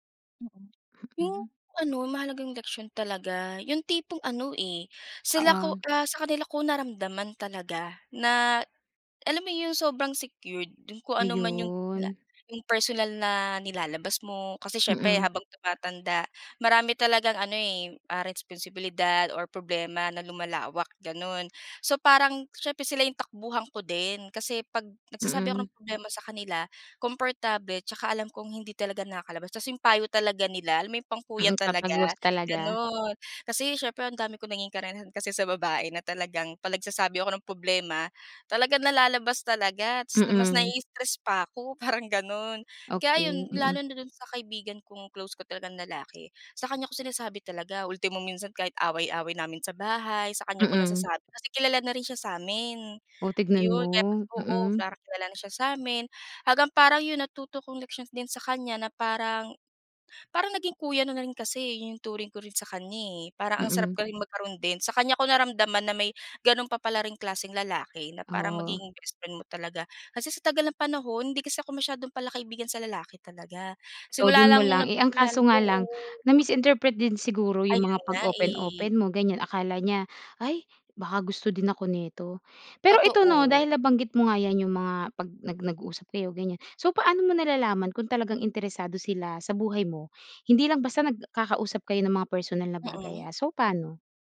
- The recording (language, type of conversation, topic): Filipino, podcast, Paano mo malalaman kung nahanap mo na talaga ang tunay mong barkada?
- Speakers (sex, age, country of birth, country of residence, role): female, 25-29, Philippines, Philippines, guest; female, 25-29, Philippines, Philippines, host
- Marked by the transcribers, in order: other background noise; drawn out: "Ayun"